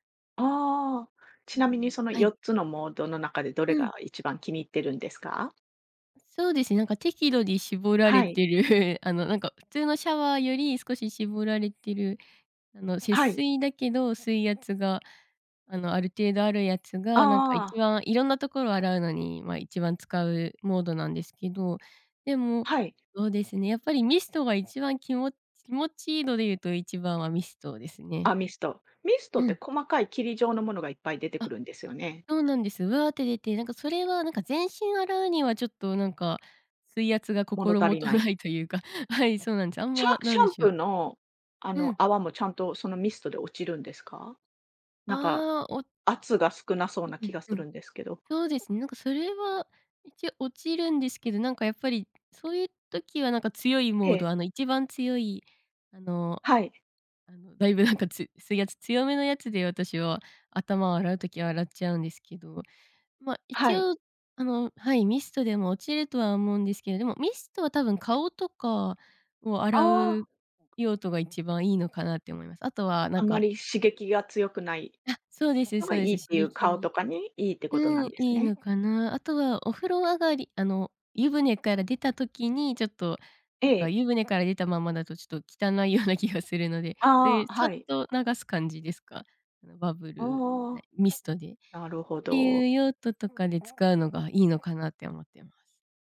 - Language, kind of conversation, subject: Japanese, podcast, お風呂でリラックスする方法は何ですか？
- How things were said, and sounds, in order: tapping; laughing while speaking: "れてる"; laughing while speaking: "大分なんか"; laughing while speaking: "汚いような気がするので"